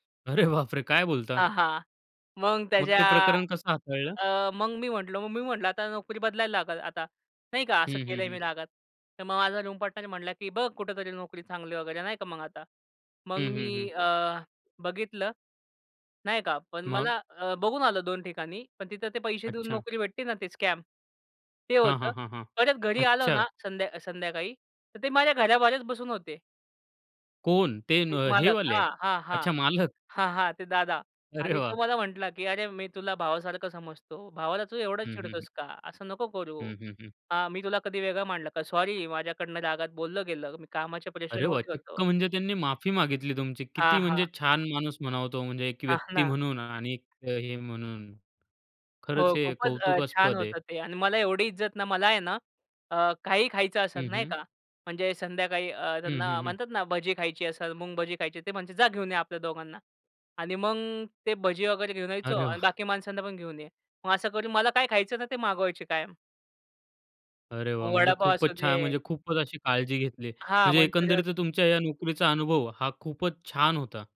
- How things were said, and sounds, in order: laughing while speaking: "अरे बापरे!"; other background noise; in English: "स्कॅम"; tapping; laughing while speaking: "अरे वाह!"; laughing while speaking: "हां"; laughing while speaking: "अरे वाह!"
- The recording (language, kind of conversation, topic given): Marathi, podcast, पहिली नोकरी लागल्यानंतर तुम्हाला काय वाटलं?